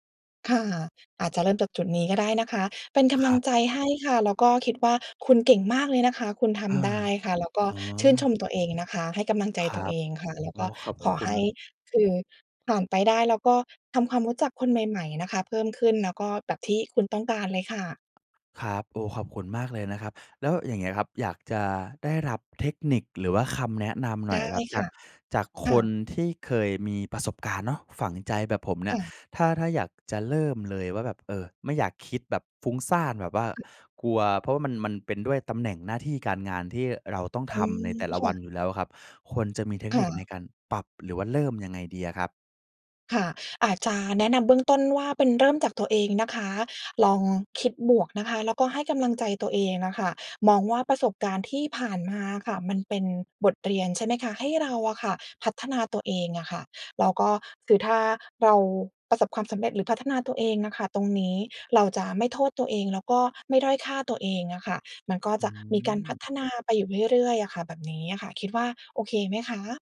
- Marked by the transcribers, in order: other background noise
- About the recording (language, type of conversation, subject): Thai, advice, ฉันควรเริ่มทำความรู้จักคนใหม่อย่างไรเมื่อกลัวถูกปฏิเสธ?